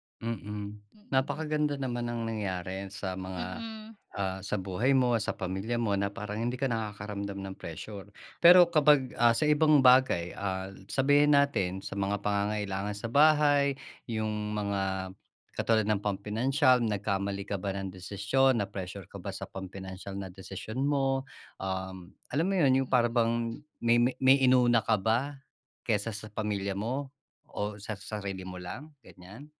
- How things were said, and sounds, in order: in English: "Na-pressure"
- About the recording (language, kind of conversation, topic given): Filipino, podcast, Paano mo hinaharap ang panggigipit ng pamilya sa iyong desisyon?